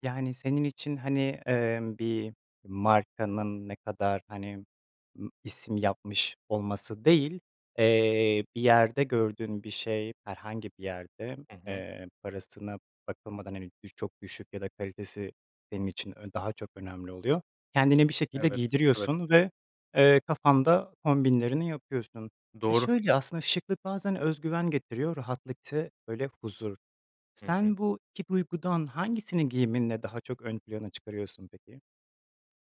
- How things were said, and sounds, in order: none
- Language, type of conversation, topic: Turkish, podcast, Giyinirken rahatlığı mı yoksa şıklığı mı önceliklendirirsin?